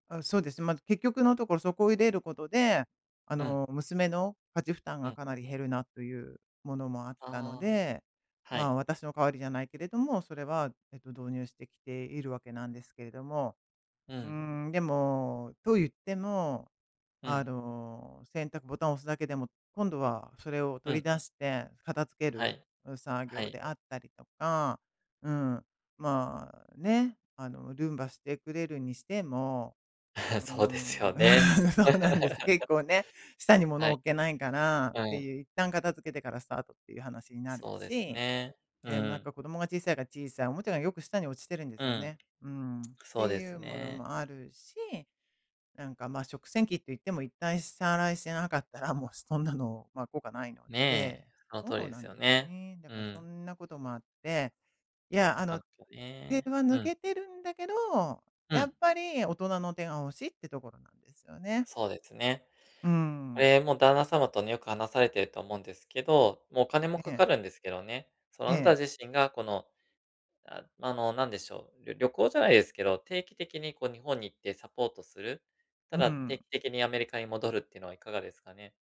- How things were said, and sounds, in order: laugh; laughing while speaking: "そうなんです"; laugh; laugh; other background noise; tapping
- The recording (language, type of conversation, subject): Japanese, advice, 家族の期待と自分の価値観が違うとき、どうすればいいですか？